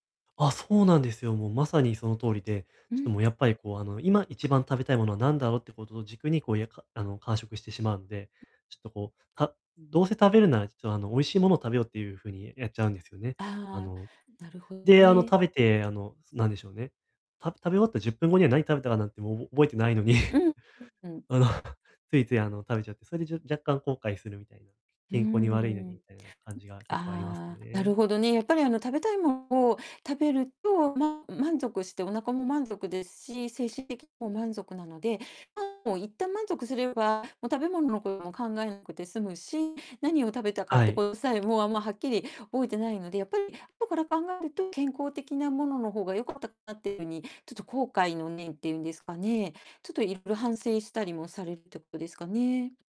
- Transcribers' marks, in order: distorted speech; tapping; other background noise; laughing while speaking: "覚えてないのに、あの"
- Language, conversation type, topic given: Japanese, advice, 間食が多くて困っているのですが、どうすれば健康的に間食を管理できますか？
- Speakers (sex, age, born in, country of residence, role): female, 60-64, Japan, Japan, advisor; male, 20-24, Japan, Japan, user